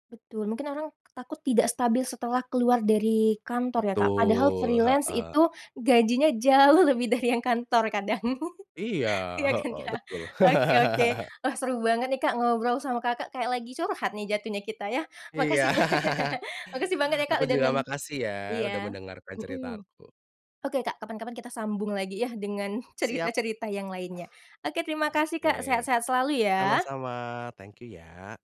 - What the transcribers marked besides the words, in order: in English: "freelance"; laughing while speaking: "jauh"; laugh; laughing while speaking: "Iya kan, Kak?"; laugh; laugh; laughing while speaking: "banyak"; laughing while speaking: "cerita-cerita"; in English: "thank you"
- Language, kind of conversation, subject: Indonesian, podcast, Bagaimana kamu menilai tawaran kerja yang mengharuskan kamu jauh dari keluarga?